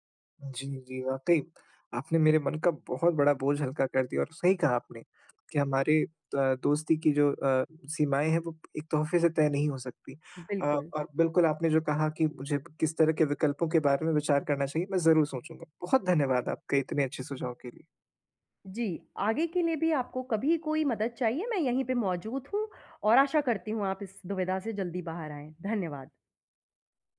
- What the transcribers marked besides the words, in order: tapping
- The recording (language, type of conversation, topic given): Hindi, advice, उपहार के लिए सही विचार कैसे चुनें?